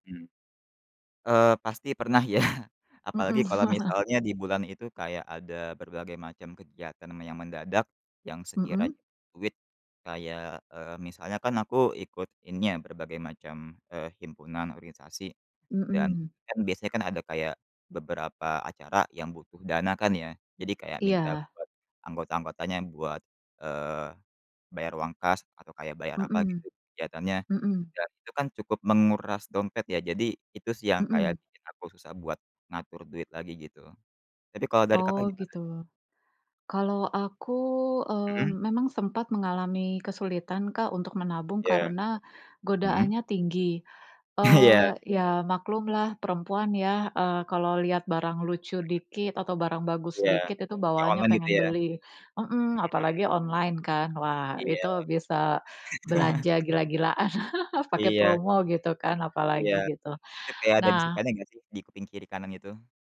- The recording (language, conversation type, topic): Indonesian, unstructured, Bagaimana kamu mulai menabung untuk masa depan?
- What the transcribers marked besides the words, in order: laughing while speaking: "ya"; chuckle; chuckle; chuckle; other background noise; chuckle